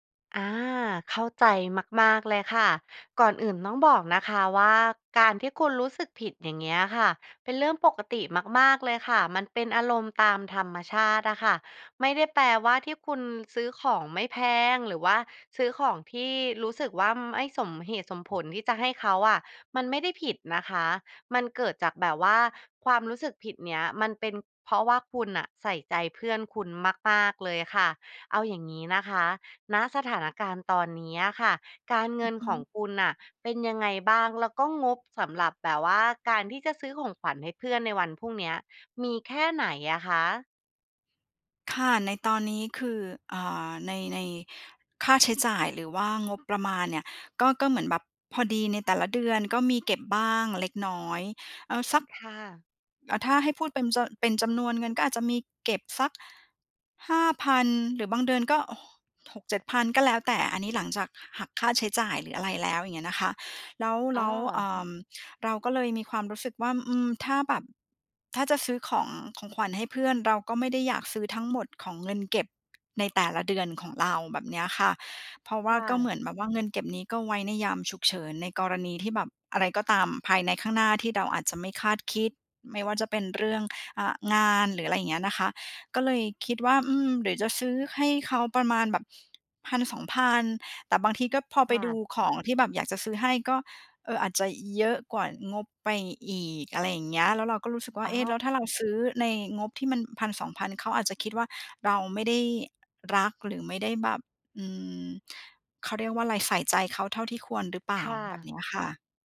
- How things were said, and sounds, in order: "ว่า" said as "วั่ม"; other background noise
- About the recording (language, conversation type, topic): Thai, advice, ทำไมฉันถึงรู้สึกผิดเมื่อไม่ได้ซื้อของขวัญราคาแพงให้คนใกล้ชิด?